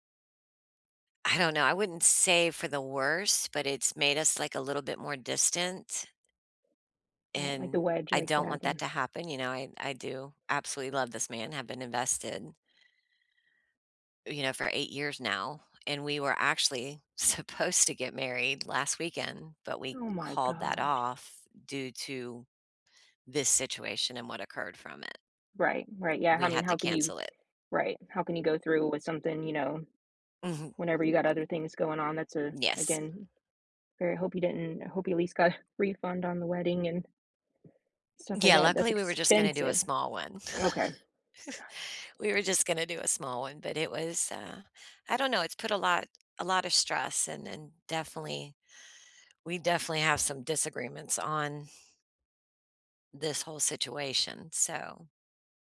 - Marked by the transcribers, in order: laughing while speaking: "supposed"; stressed: "expensive"; chuckle; inhale
- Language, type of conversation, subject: English, unstructured, How do you handle disagreements in a relationship?